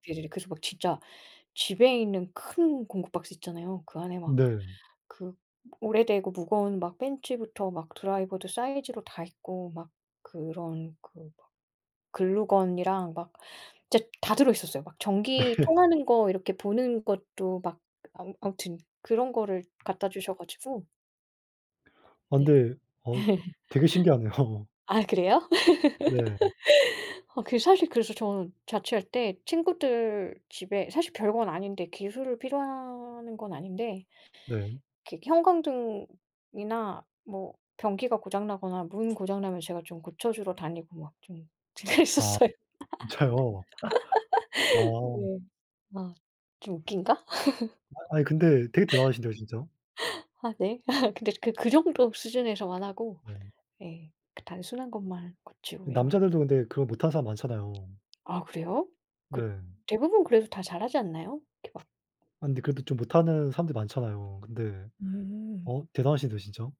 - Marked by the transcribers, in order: laughing while speaking: "네"; other background noise; tapping; laugh; laughing while speaking: "신기하네요"; laughing while speaking: "진짜요?"; laugh; laughing while speaking: "그랬었어요"; laugh; laugh; laugh
- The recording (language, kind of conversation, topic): Korean, unstructured, 취미를 하다가 가장 놀랐던 순간은 언제였나요?